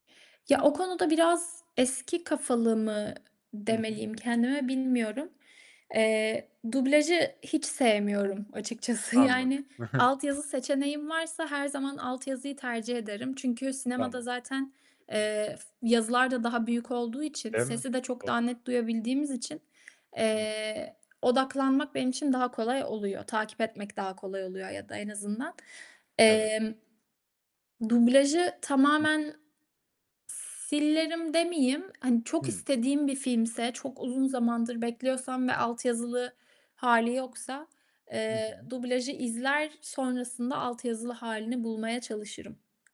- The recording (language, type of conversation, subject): Turkish, podcast, Dublaj mı yoksa altyazı mı tercih ediyorsun, neden?
- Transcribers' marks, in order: other background noise; tapping; chuckle